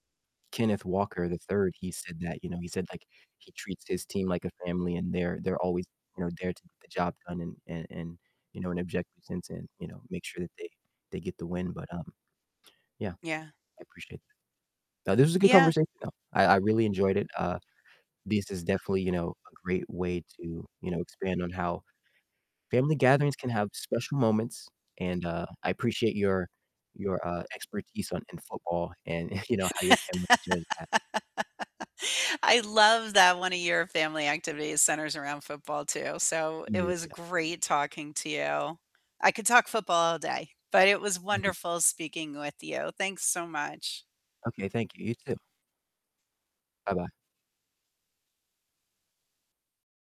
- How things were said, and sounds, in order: static; distorted speech; chuckle; laugh; tapping
- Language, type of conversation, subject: English, unstructured, What makes a family gathering special for you?